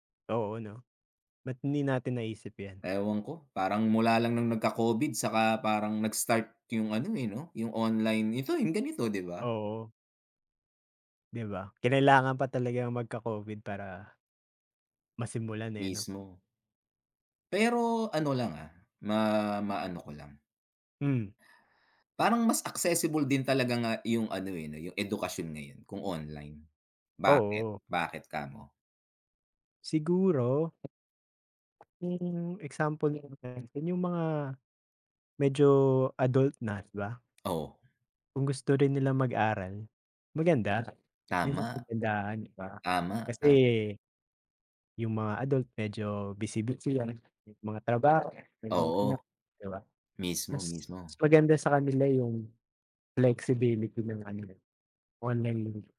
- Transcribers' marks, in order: tapping; unintelligible speech; other background noise
- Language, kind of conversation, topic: Filipino, unstructured, Paano nagbago ang paraan ng pag-aaral dahil sa mga plataporma sa internet para sa pagkatuto?
- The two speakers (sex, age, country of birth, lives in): male, 25-29, Philippines, United States; male, 45-49, Philippines, United States